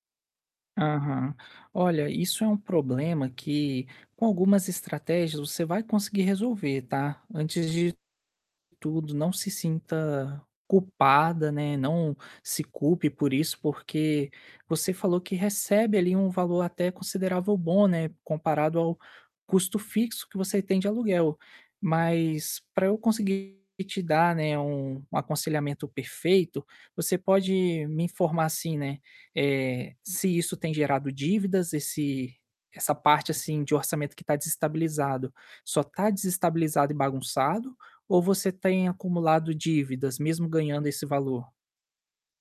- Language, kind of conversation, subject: Portuguese, advice, Como os gastos impulsivos estão desestabilizando o seu orçamento?
- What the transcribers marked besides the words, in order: distorted speech